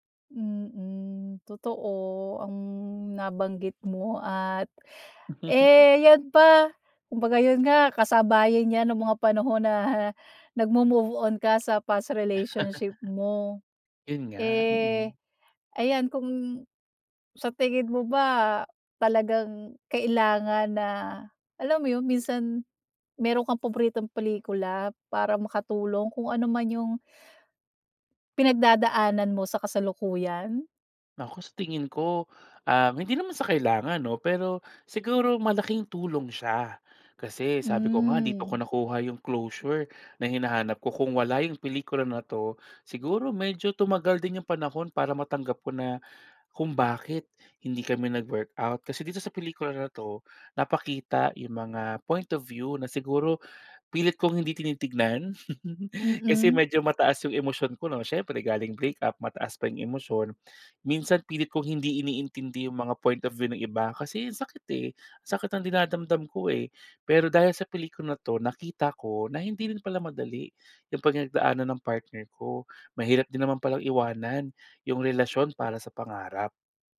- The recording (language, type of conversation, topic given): Filipino, podcast, Ano ang paborito mong pelikula, at bakit ito tumatak sa’yo?
- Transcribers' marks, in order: gasp; chuckle; gasp; laugh; gasp; gasp; gasp; gasp; gasp; gasp; chuckle; gasp